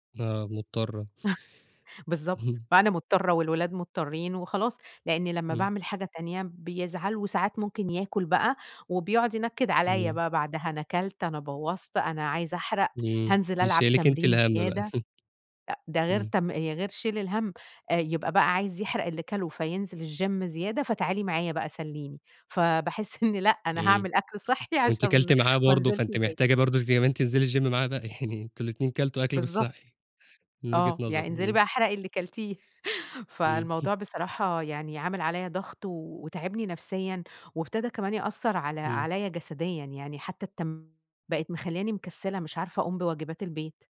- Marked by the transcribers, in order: laugh; other noise; chuckle; tapping; in English: "الGym"; laughing while speaking: "فباحس إني لأ أنا"; in English: "الGym"; in English: "الGym"; chuckle; laugh; chuckle
- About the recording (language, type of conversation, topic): Arabic, advice, إزاي أتعامل مع ضغط الناس أو ضغط شريكي/شريكتي عليّ عشان ألتزم بأكل صحي وتمارين قاسية؟